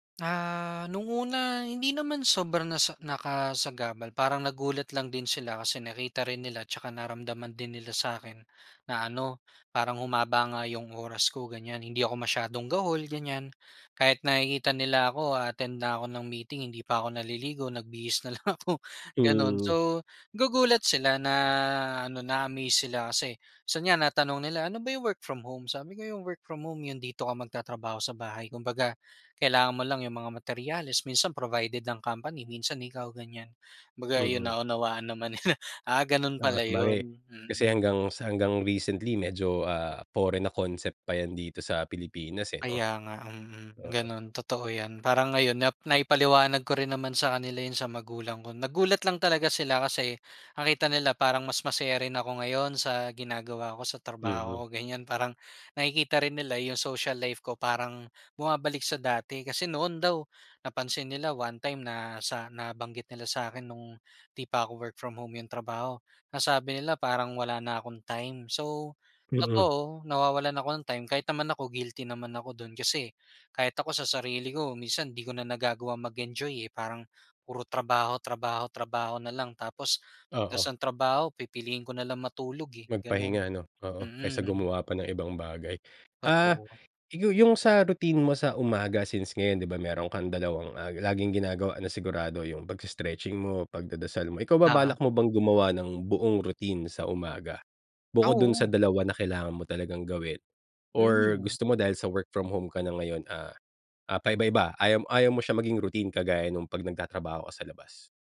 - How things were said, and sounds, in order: tapping; laughing while speaking: "na lang ako"; laughing while speaking: "nila"
- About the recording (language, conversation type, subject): Filipino, podcast, Paano mo sinisimulan ang umaga sa bahay, at ano ang una mong ginagawa pagkapagising mo?